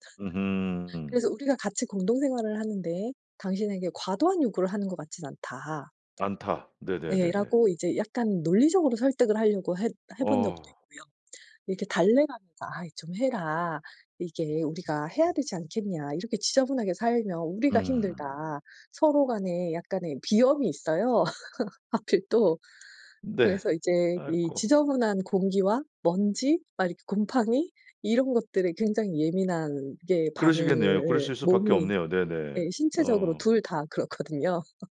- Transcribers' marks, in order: tapping; laugh; laughing while speaking: "하필"; other background noise; laugh
- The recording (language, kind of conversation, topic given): Korean, advice, 책임을 나누면서도 통제와 신뢰의 균형을 어떻게 유지할 수 있을까요?